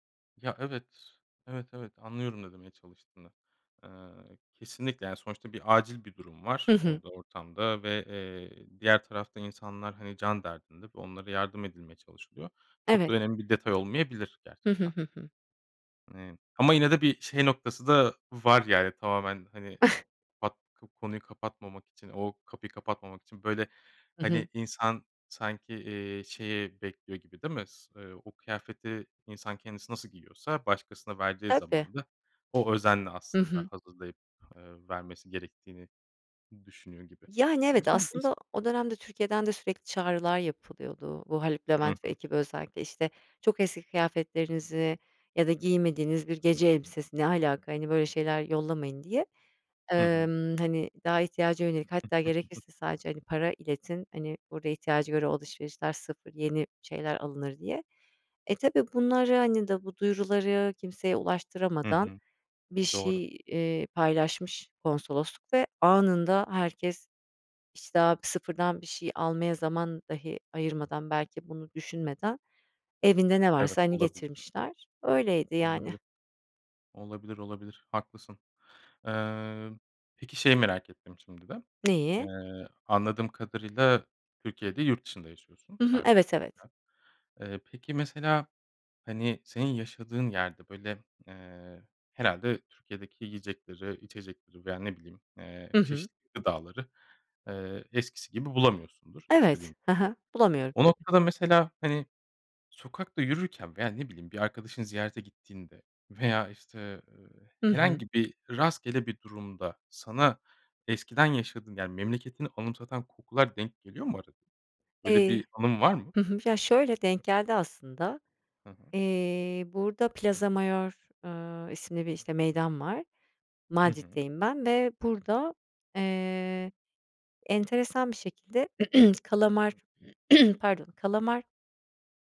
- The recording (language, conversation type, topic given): Turkish, podcast, Hangi kokular seni geçmişe götürür ve bunun nedeni nedir?
- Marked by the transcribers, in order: tapping; chuckle; unintelligible speech; other background noise; chuckle; throat clearing